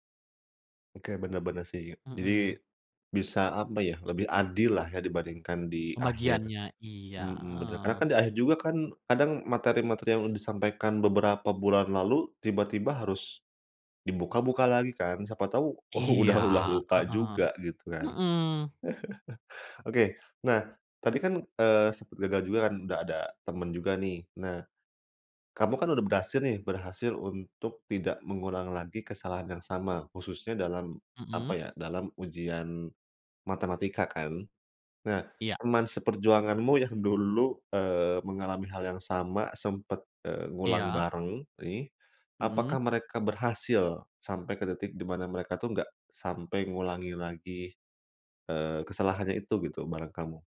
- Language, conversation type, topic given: Indonesian, podcast, Bagaimana kamu bisa menghindari mengulangi kesalahan yang sama?
- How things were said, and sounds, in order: laughing while speaking: "u udah udah"; chuckle; laughing while speaking: "yang dulu"